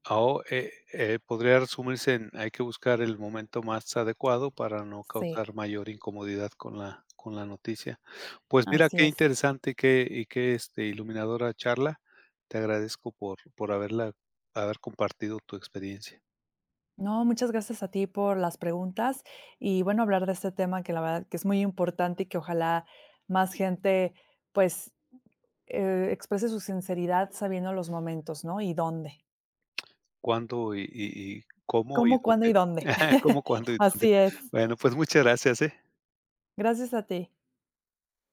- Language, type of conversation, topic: Spanish, podcast, Qué haces cuando alguien reacciona mal a tu sinceridad
- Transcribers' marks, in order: other background noise; chuckle